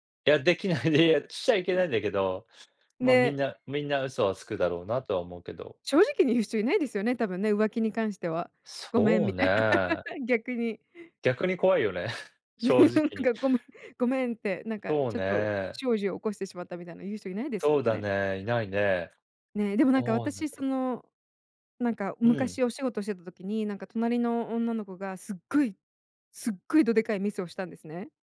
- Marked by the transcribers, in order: unintelligible speech; laughing while speaking: "みたい"; laugh; scoff; chuckle; laughing while speaking: "なんか、ごめん"
- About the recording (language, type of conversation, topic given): Japanese, unstructured, あなたは嘘をつくことを正当化できると思いますか？